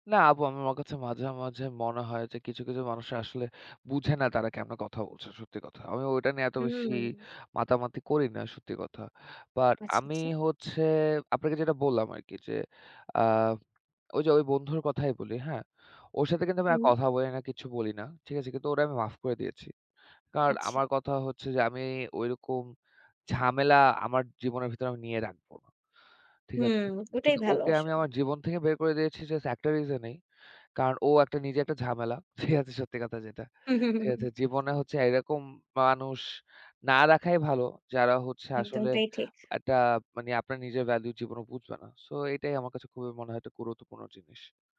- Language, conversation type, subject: Bengali, unstructured, আপনার মতে বিরোধ মেটানোর সবচেয়ে ভালো উপায় কী?
- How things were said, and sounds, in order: laughing while speaking: "ঠিক আছে, সত্যি কথা যেটা"; laughing while speaking: "হুম"